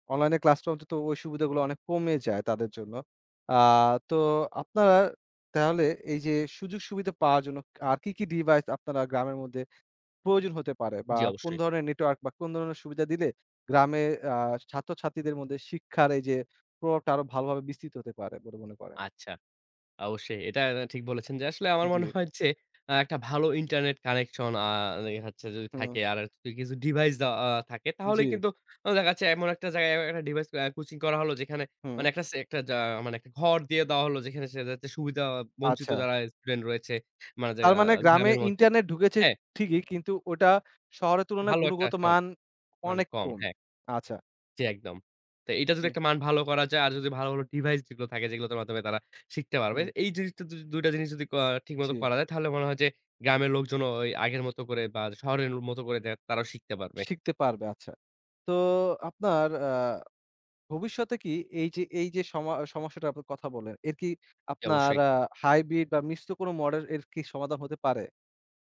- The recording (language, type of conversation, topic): Bengali, podcast, অনলাইন শেখা আর শ্রেণিকক্ষের পাঠদানের মধ্যে পার্থক্য সম্পর্কে আপনার কী মত?
- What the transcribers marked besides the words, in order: "দেয়া" said as "দায়া"; unintelligible speech; tapping; "মডেল" said as "মডের"